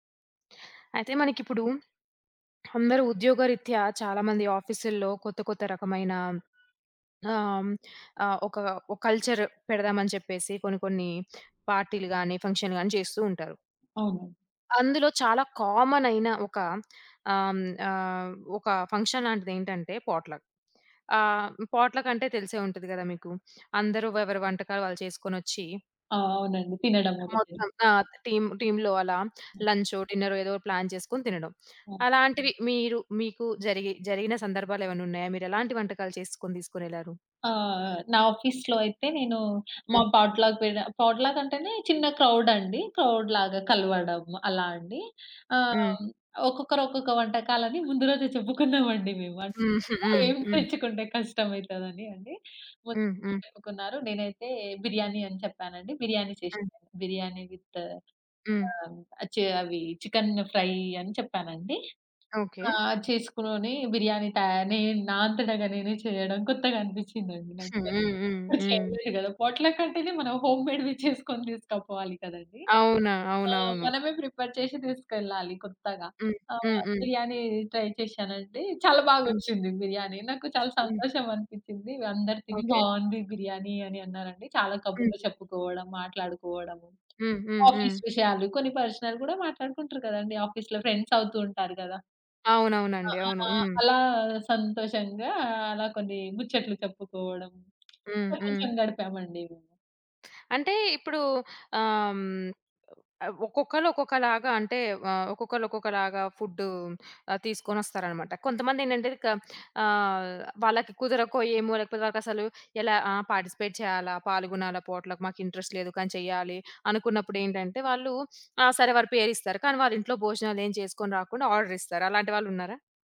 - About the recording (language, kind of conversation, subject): Telugu, podcast, పొట్లక్ పార్టీలో మీరు ఎలాంటి వంటకాలు తీసుకెళ్తారు, ఎందుకు?
- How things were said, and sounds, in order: swallow; swallow; other background noise; in English: "ఫంక్షన్"; in English: "పాట్‌లక్"; in English: "పాట్‌లక్"; in English: "టీమ్ టీమ్‌లో"; in English: "ప్లాన్"; in English: "ఆఫీస్‌లో"; in English: "పాట్‌లక్"; in English: "పాట్‌లక్"; in English: "క్రౌడ్"; in English: "క్రౌడ్"; giggle; in English: "విత్"; in English: "చికెన్ ఫ్రై"; giggle; in English: "హోమ్ మేడ్"; in English: "ప్రిపేర్"; tapping; in English: "ట్రై"; in English: "ఆఫీస్"; in English: "పర్సనల్"; in English: "ఆఫీస్‌లో ఫ్రెండ్స్"; in English: "పార్టిసిపేట్"; in English: "పాట్‌లక్"; in English: "ఇంట్రెస్ట్"